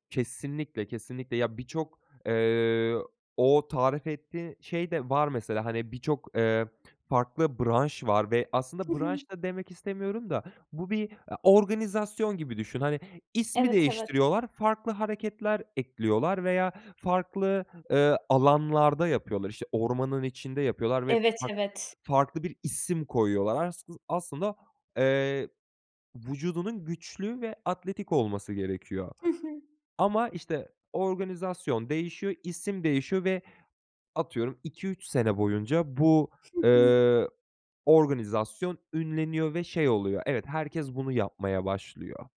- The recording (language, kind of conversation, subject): Turkish, podcast, Yeni bir hobiye nasıl başlarsınız?
- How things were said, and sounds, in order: none